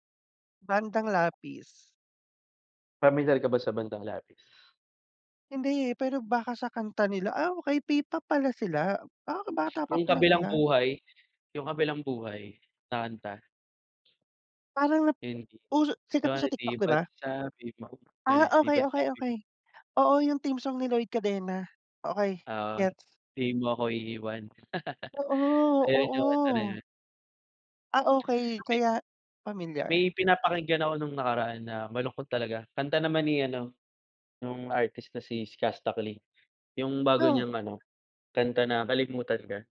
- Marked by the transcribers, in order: singing: "'di ba't sabi mo"; singing: "'Di ba't sabi mo"; laugh; other background noise; unintelligible speech
- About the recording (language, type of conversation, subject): Filipino, unstructured, Anong klaseng musika ang madalas mong pinakikinggan?